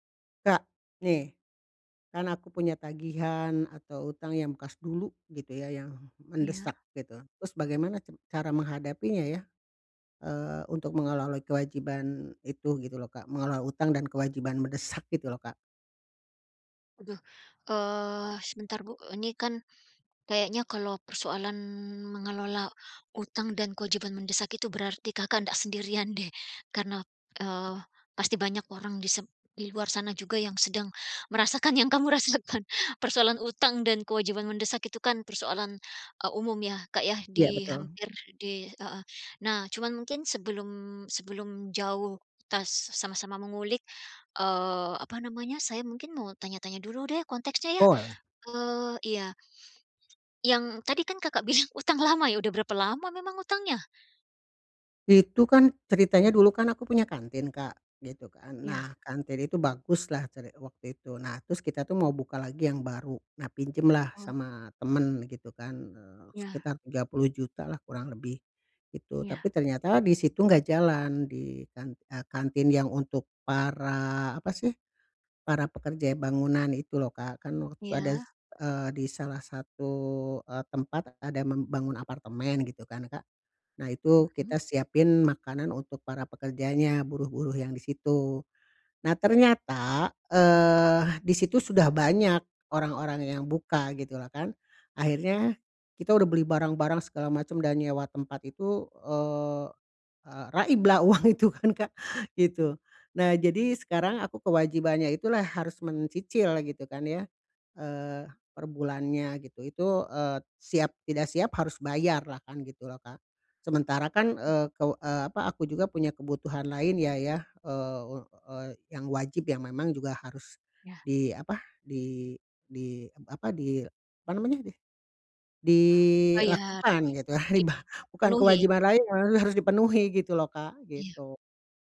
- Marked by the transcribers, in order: laughing while speaking: "merasakan yang kamu rasakan"; "kita" said as "kitas"; laughing while speaking: "uang itu kan Kak"; unintelligible speech
- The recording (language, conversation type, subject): Indonesian, advice, Bagaimana cara mengelola utang dan tagihan yang mendesak?